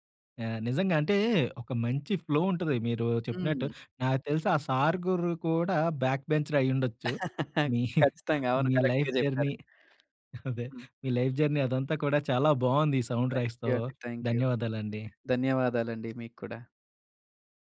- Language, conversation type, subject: Telugu, podcast, నీ జీవితానికి నేపథ్య సంగీతం ఉంటే అది ఎలా ఉండేది?
- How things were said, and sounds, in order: in English: "ఫ్లో"; in English: "బ్యాక్"; laugh; in English: "కరెక్ట్‌గా"; laughing while speaking: "మీ"; in English: "లైఫ్ జర్నీ"; laughing while speaking: "అదే"; in English: "లైఫ్ జర్నీ"; in English: "సౌండ్ రైజ్‌తో"; in English: "థ్యాంక్ యూ"; in English: "థ్యాంక్ యూ"; tapping